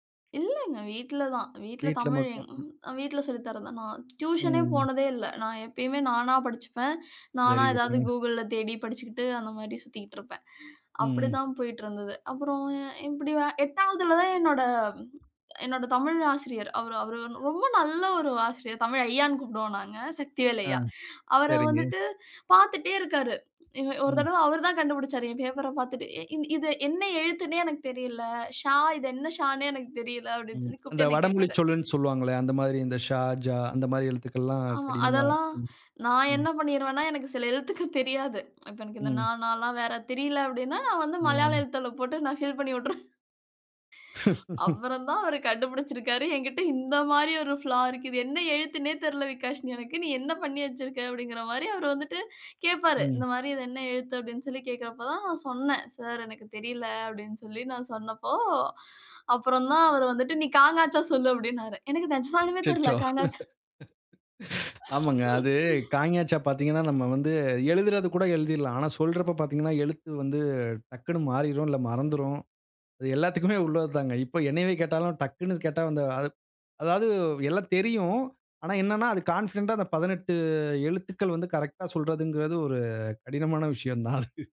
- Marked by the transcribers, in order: in English: "வெரி குட்ங்க"; other noise; tsk; laughing while speaking: "எனக்கு சில எழுத்துக்கள் தெரியாது"; tongue click; in English: "ஃபில்"; laughing while speaking: "வுட்டுருவேன். அப்புறம் தான் அவரு கண்டுபிடிச்சிருக்காரு … அவர் வந்துட்டு கேப்பாரு"; laugh; in English: "ஃபிளா"; laughing while speaking: "அவர் வந்துட்டு நீ க, ங … க, ங, ச"; laughing while speaking: "அச்சச்சோ!"; chuckle; laughing while speaking: "அது எல்லாத்துக்குமே உள்ளது தாங்க"; in English: "கான்ஃபிடன்ட்டா"; laughing while speaking: "விஷயந்தான் அது"
- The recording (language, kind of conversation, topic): Tamil, podcast, உணவின் மூலம் மொழியும் கலாச்சாரமும் எவ்வாறு ஒன்றிணைகின்றன?